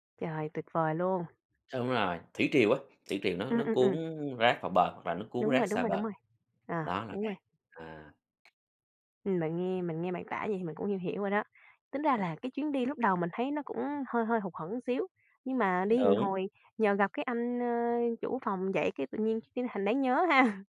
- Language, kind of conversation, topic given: Vietnamese, podcast, Chuyến du lịch nào khiến bạn nhớ mãi không quên?
- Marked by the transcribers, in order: tapping; other background noise; "một" said as "ừn"